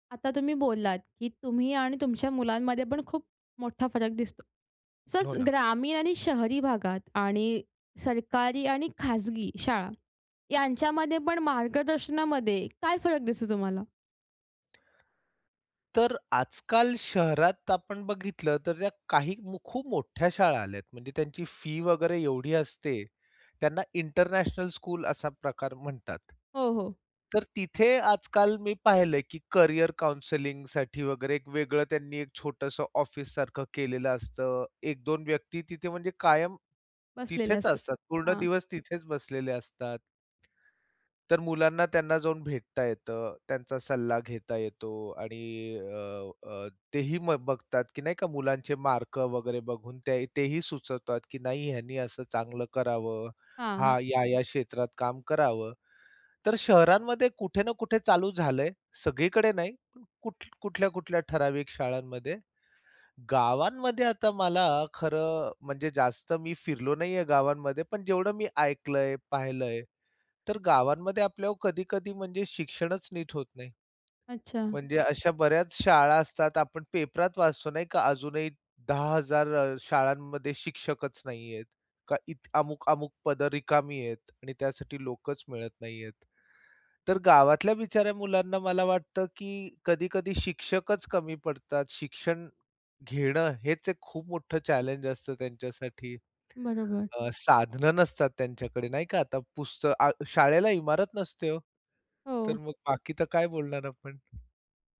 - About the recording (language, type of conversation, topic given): Marathi, podcast, शाळांमध्ये करिअर मार्गदर्शन पुरेसे दिले जाते का?
- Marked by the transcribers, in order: in English: "इंटरनॅशनल स्कूल"; other background noise; in English: "काउंसलिंगसाठी"; in English: "मार्क"; in English: "चॅलेंज"